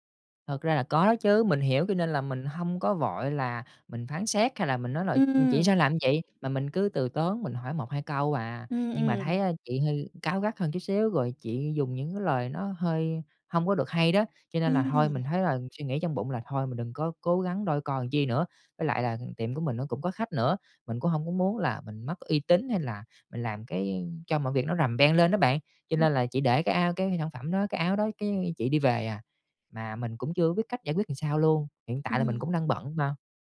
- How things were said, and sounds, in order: "như" said as "ưn"; "làm" said as "ừn"; "làm" said as "ừn"
- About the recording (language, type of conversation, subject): Vietnamese, advice, Bạn đã nhận phản hồi gay gắt từ khách hàng như thế nào?